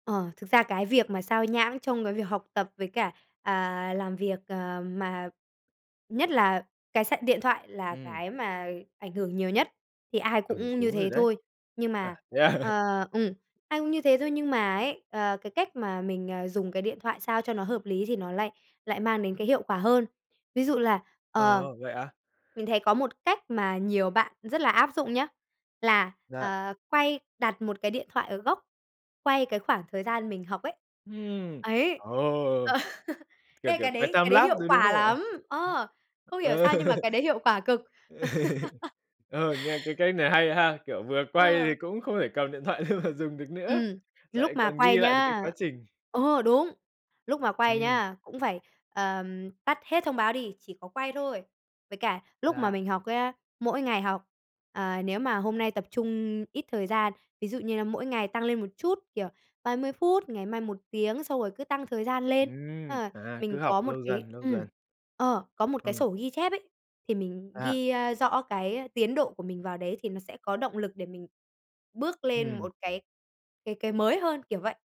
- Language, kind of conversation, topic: Vietnamese, advice, Vì sao bạn luôn trì hoãn những việc quan trọng dù biết rõ hậu quả?
- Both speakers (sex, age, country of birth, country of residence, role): female, 20-24, Vietnam, Vietnam, advisor; male, 20-24, Vietnam, Vietnam, user
- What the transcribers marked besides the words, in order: tapping; other background noise; laughing while speaking: "thế à?"; in English: "timelapse"; laughing while speaking: "ờ"; laugh; laugh; laughing while speaking: "lên mà dùng"